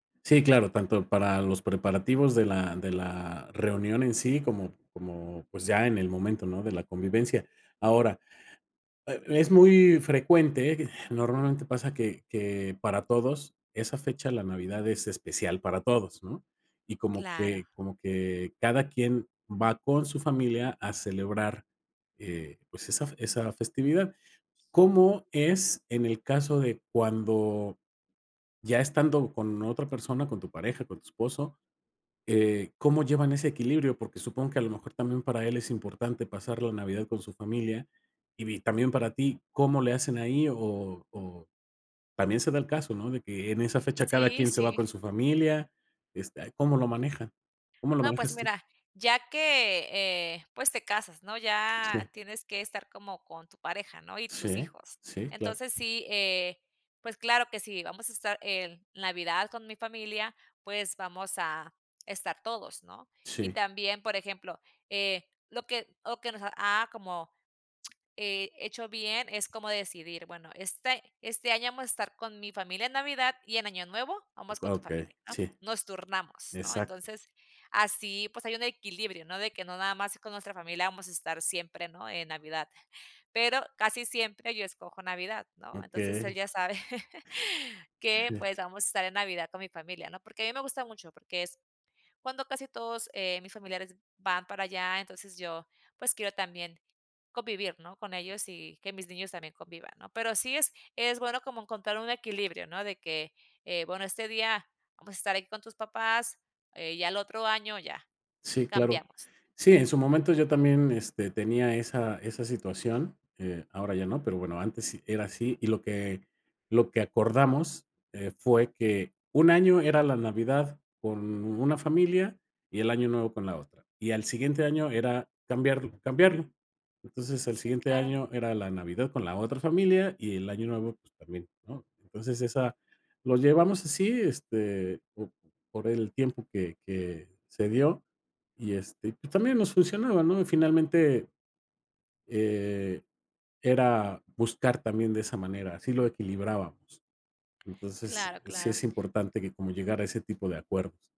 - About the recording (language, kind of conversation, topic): Spanish, podcast, ¿Qué tradiciones ayudan a mantener unidos a tus parientes?
- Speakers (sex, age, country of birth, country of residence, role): female, 30-34, Mexico, United States, guest; male, 50-54, Mexico, Mexico, host
- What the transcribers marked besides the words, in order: other background noise; chuckle; other noise